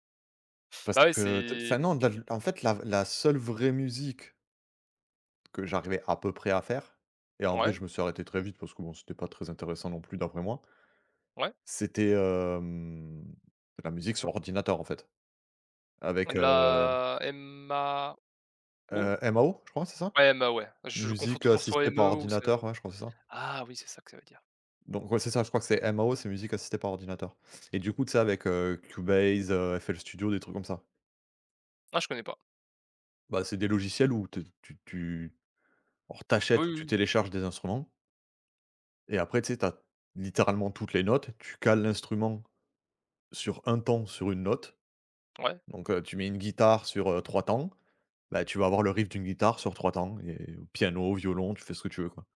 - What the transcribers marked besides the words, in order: none
- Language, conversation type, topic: French, unstructured, Comment la musique influence-t-elle ton humeur au quotidien ?